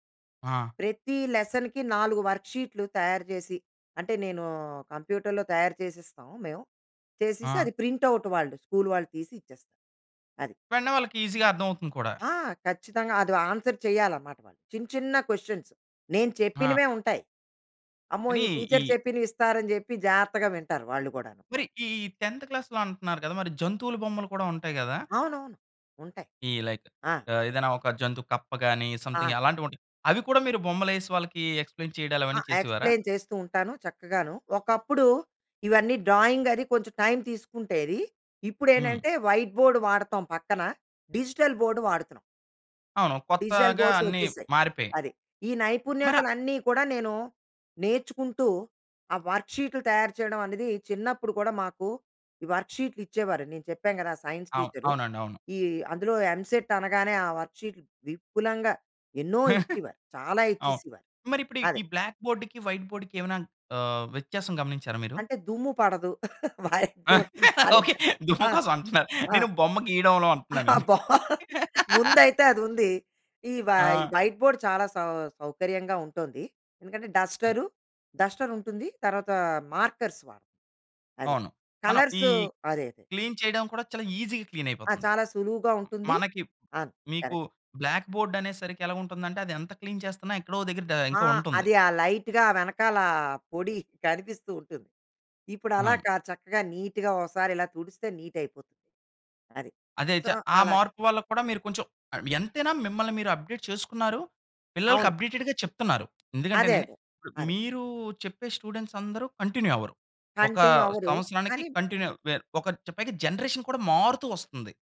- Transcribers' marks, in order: in English: "లెసన్‌కి"; in English: "వర్క్"; in English: "కంప్యూటర్‌లో"; in English: "ప్రింట్ అవుట్"; in English: "స్కూల్"; in English: "ఈసీగా"; in English: "ఆన్సర్"; in English: "క్వెషన్స్"; in English: "టీచర్"; in English: "టెంత్ క్లాస్‌లో"; in English: "లైక్"; in English: "సంథింగ్"; in English: "ఎక్స్‌ప్లెయిన్"; in English: "ఎక్స్‌ప్లెయిన్"; in English: "డ్రాయింగ్"; in English: "వైట్ బోర్డ్"; in English: "డిజిటల్ బోర్డ్"; in English: "డిజిటల్ బోర్డ్స్"; in English: "సైన్స్ టీచర్"; in English: "ఎంసెట్"; in English: "వర్క్ షీట్"; chuckle; in English: "బ్లాక్ బోర్డ్‌కి వైట్ బోర్డ్‌కి"; laughing while speaking: "ఓకే. దుమ్ము కోసం అంటున్నారు. నేను బొమ్మ గీయడంలో అంటున్నాను నేను"; in English: "వైట్ బోర్డ్"; laughing while speaking: "వైట్ బోర్డ్"; unintelligible speech; in English: "బాగుంది"; in English: "వై వైట్ బోర్డ్"; in English: "డస్టర్ డస్టర్"; in English: "మార్కర్స్"; in English: "కలర్స్"; in English: "క్లీన్"; in English: "ఈజీ‌గా క్లీన్"; in English: "బ్లాక్‌బోర్డ్"; in English: "కరెక్ట్"; in English: "క్లీన్"; in English: "లైట్‌గా"; in English: "నీట్‌గా"; in English: "నీట్"; in English: "సో"; in English: "అప్డేట్"; in English: "అప్డేటెడ్‌గా"; in English: "స్టూడెంట్స్"; in English: "కంటిన్యూ"; in English: "కంటిన్యూ"; in English: "కంటిన్యూ"; in English: "జనరేషన్"
- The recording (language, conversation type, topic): Telugu, podcast, పాత నైపుణ్యాలు కొత్త రంగంలో ఎలా ఉపయోగపడతాయి?